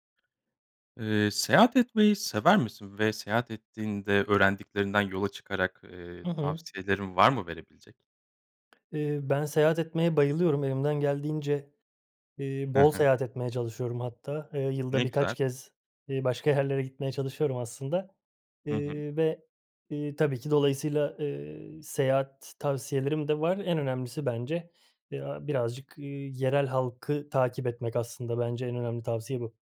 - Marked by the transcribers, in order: other background noise
- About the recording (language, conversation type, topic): Turkish, podcast, En iyi seyahat tavsiyen nedir?